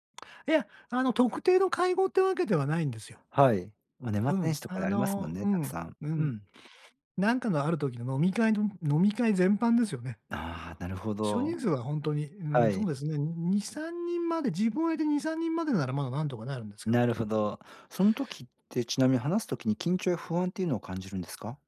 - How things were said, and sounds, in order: tapping
- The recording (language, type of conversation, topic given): Japanese, advice, グループの会話に自然に入るにはどうすればいいですか？